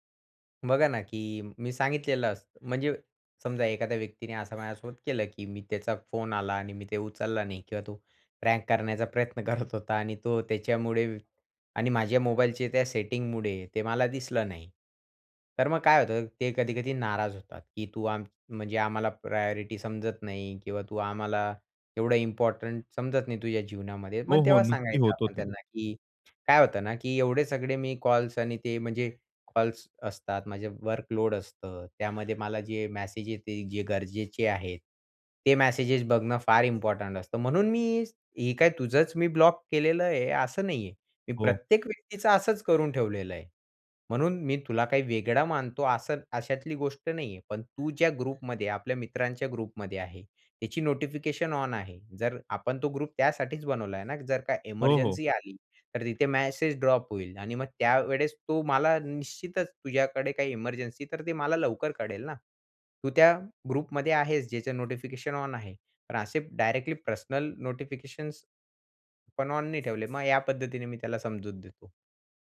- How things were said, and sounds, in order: other background noise; tapping; in English: "प्रँक"; laughing while speaking: "करत होता"; in English: "प्रायॉरिटी"; in English: "ग्रुपमध्ये"; in English: "ग्रुपमध्ये"; in English: "ग्रुप"; in English: "ग्रुपमध्ये"
- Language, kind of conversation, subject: Marathi, podcast, सूचना